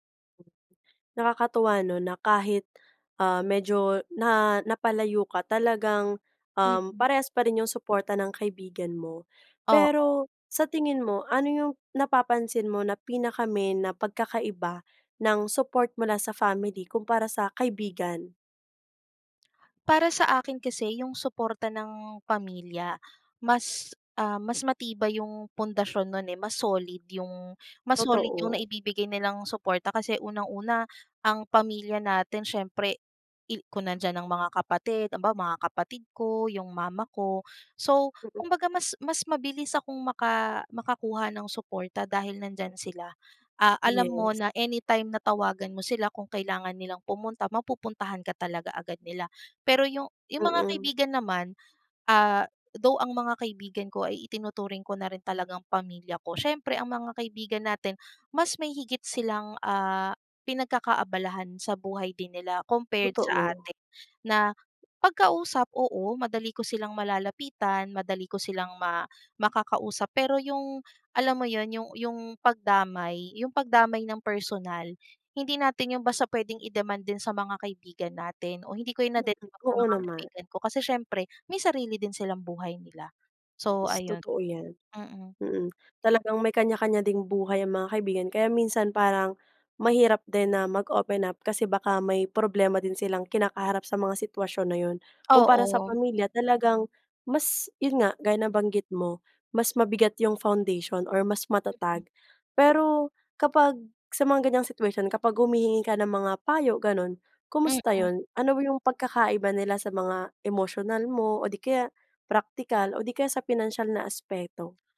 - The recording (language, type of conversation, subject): Filipino, podcast, Ano ang papel ng pamilya o mga kaibigan sa iyong kalusugan at kabutihang-pangkalahatan?
- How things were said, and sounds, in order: other background noise; "halimbawa" said as "ambaw"; unintelligible speech; background speech